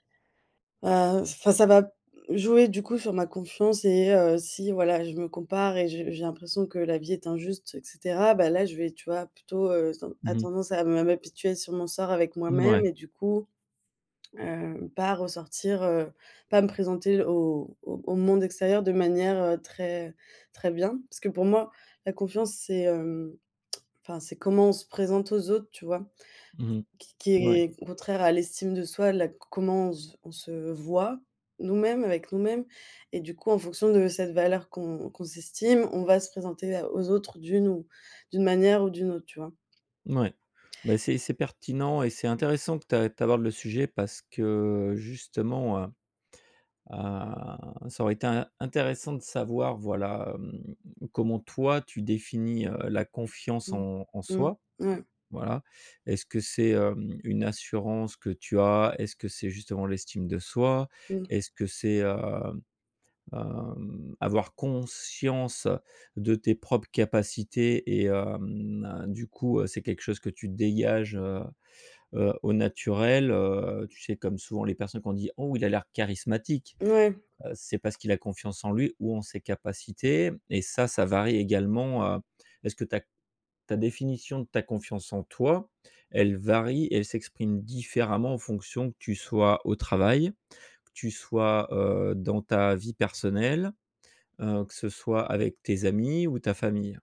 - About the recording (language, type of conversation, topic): French, podcast, Comment construis-tu ta confiance en toi au quotidien ?
- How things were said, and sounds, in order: "m'apitoyer" said as "apituer"; other background noise; tongue click; drawn out: "a"; drawn out: "hem"; drawn out: "hem"; tapping